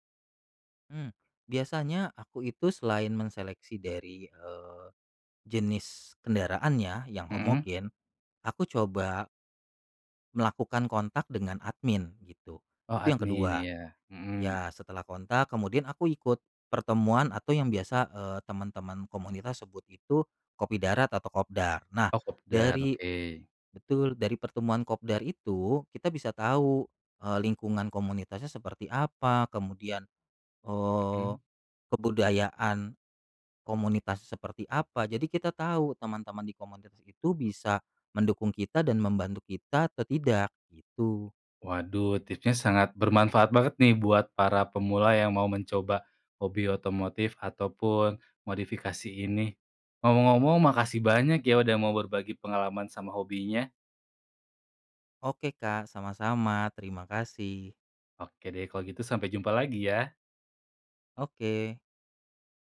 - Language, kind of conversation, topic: Indonesian, podcast, Tips untuk pemula yang ingin mencoba hobi ini
- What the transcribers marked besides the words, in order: none